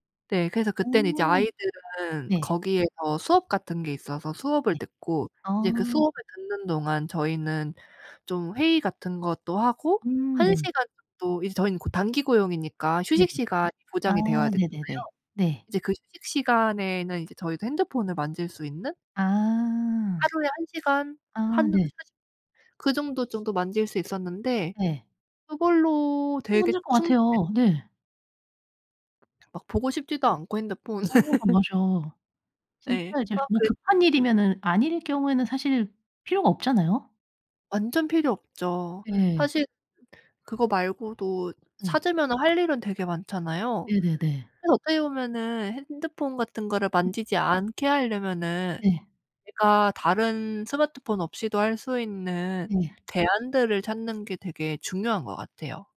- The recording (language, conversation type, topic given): Korean, podcast, 스마트폰 같은 방해 요소를 어떻게 관리하시나요?
- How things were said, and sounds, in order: other background noise; tapping; laughing while speaking: "핸드폰을"; unintelligible speech; throat clearing